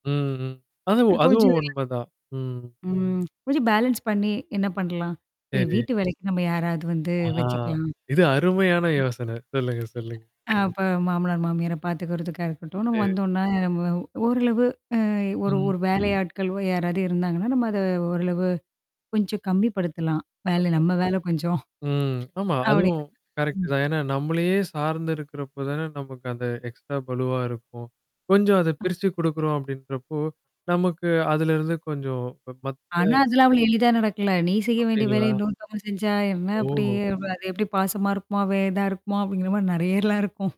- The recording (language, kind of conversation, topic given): Tamil, podcast, வேலை அதிகமாக இருக்கும் நேரங்களில் குடும்பத்திற்கு பாதிப்பு இல்லாமல் இருப்பதற்கு நீங்கள் எப்படி சமநிலையைப் பேணுகிறீர்கள்?
- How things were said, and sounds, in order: distorted speech; static; lip trill; in English: "பேலன்ஸ்"; tapping; mechanical hum; other noise; other background noise; in English: "கரெக்ட்"; in English: "எக்ஸ்ட்ரா"; chuckle